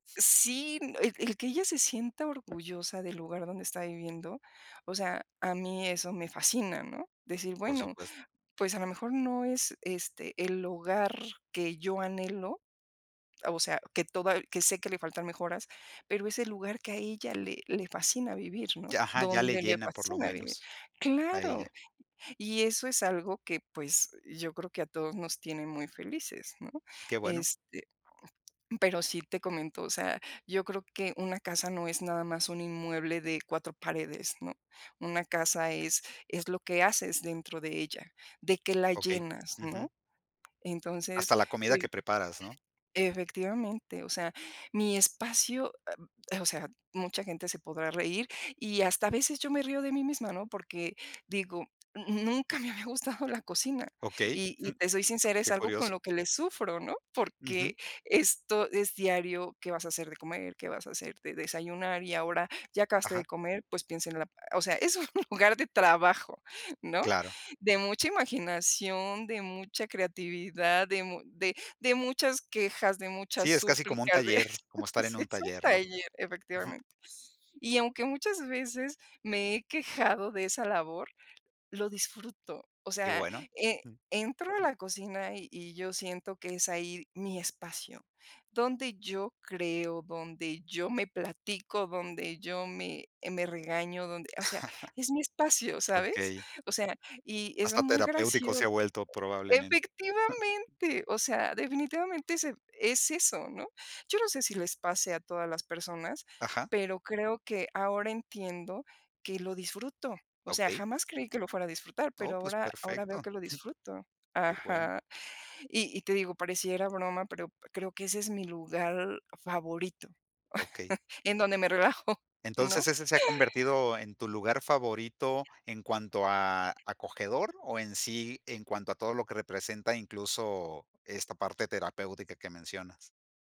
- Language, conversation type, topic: Spanish, podcast, ¿Qué haces para que tu hogar se sienta acogedor?
- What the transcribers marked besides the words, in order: tapping; laughing while speaking: "nunca me había gustado la cocina"; chuckle; laughing while speaking: "es un lugar de trabajo, ¿no?"; laughing while speaking: "sí es un taller, efectivamente"; chuckle; laugh; chuckle; laughing while speaking: "en donde me relajo, ¿no?"; other background noise